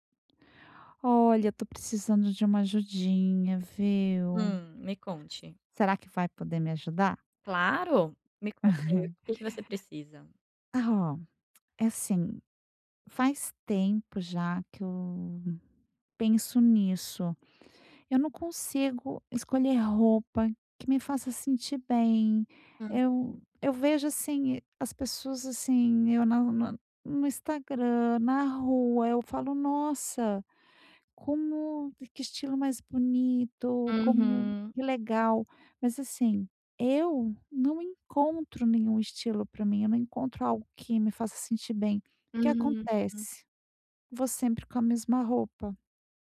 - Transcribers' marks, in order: laugh
- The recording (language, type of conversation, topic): Portuguese, advice, Como posso escolher roupas que me caiam bem e me façam sentir bem?